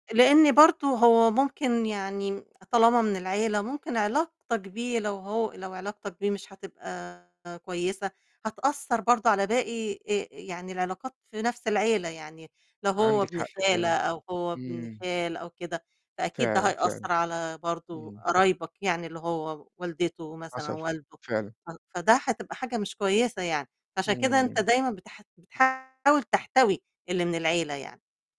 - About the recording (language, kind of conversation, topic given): Arabic, podcast, إزاي بتتعامل مع علاقات بتأثر فيك سلبياً؟
- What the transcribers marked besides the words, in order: distorted speech